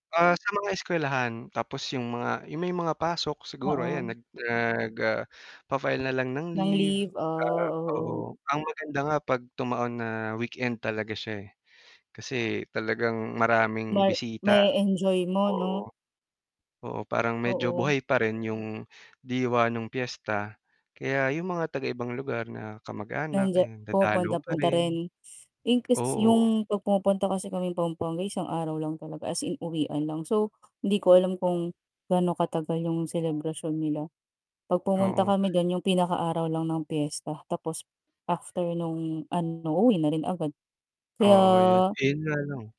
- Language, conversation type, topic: Filipino, unstructured, Gaano kahalaga sa iyo ang pagkain bilang bahagi ng kultura?
- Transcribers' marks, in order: other background noise; distorted speech; tapping